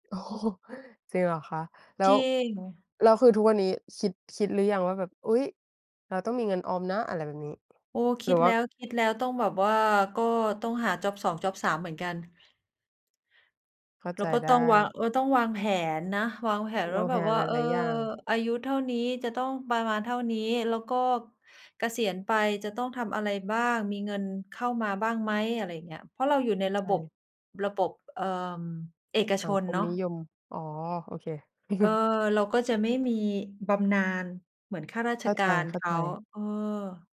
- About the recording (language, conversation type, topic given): Thai, unstructured, การใช้จ่ายแบบฟุ่มเฟือยช่วยให้ชีวิตดีขึ้นจริงไหม?
- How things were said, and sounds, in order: laughing while speaking: "โอ้โฮ"; chuckle